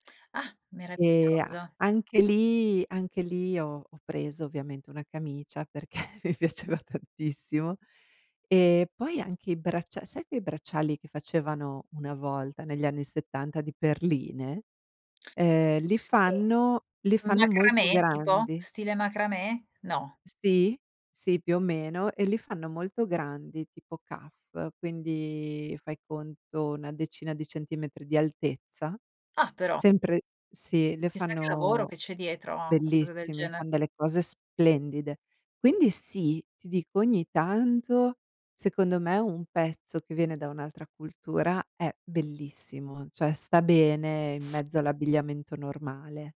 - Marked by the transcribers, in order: laughing while speaking: "perché mi piaceva tantissimo"; tapping; other background noise
- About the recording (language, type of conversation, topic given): Italian, podcast, Hai mai adottato elementi di altre culture nel tuo look?